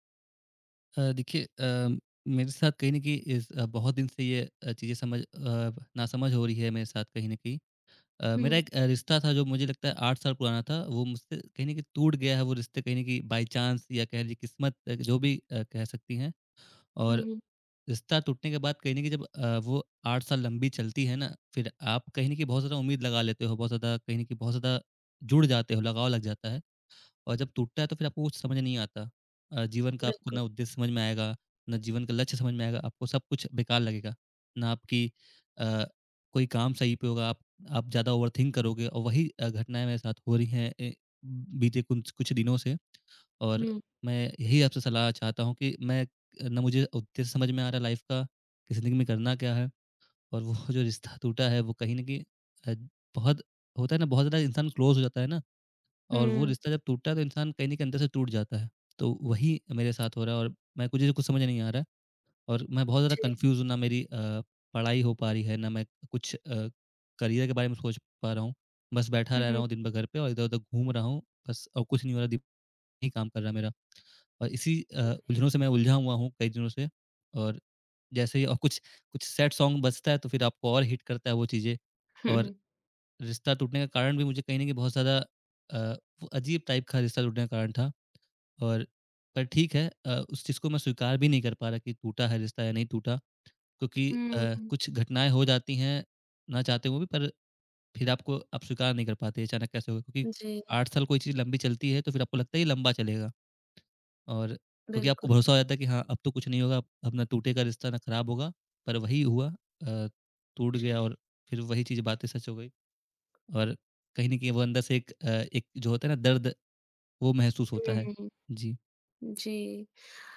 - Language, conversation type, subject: Hindi, advice, रिश्ता टूटने के बाद मुझे जीवन का उद्देश्य समझ में क्यों नहीं आ रहा है?
- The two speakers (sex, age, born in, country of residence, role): female, 25-29, India, India, advisor; male, 20-24, India, India, user
- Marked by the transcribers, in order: in English: "बाय चाँस"; in English: "ओवरथिंक"; in English: "लाइफ़"; laughing while speaking: "वो जो रिश्ता"; in English: "क्लोज़"; tapping; in English: "कन्फ्यूज़्ड"; in English: "सैड सॉन्ग"; in English: "हिट"; in English: "टाइप"; other background noise